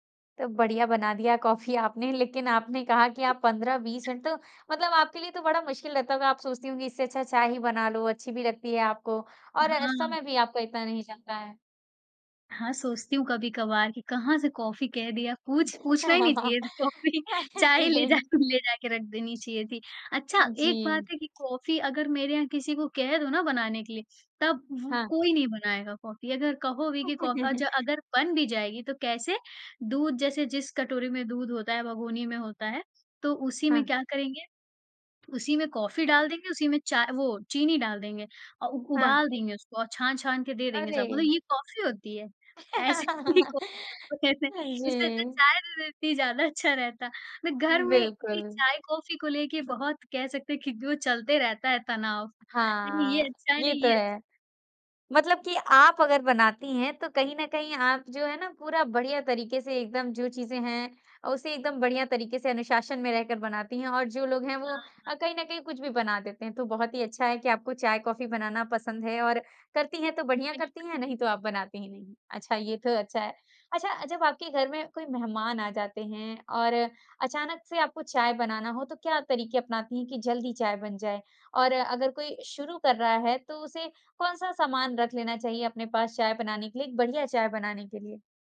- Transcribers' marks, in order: laughing while speaking: "कॉफ़ी"; other background noise; laugh; laughing while speaking: "कॉफ़ी, चाय ही ले जा"; chuckle; laugh; laughing while speaking: "ही कॉफ़ी"; unintelligible speech
- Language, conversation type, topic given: Hindi, podcast, आपके लिए चाय या कॉफी बनाना किस तरह की दिनचर्या है?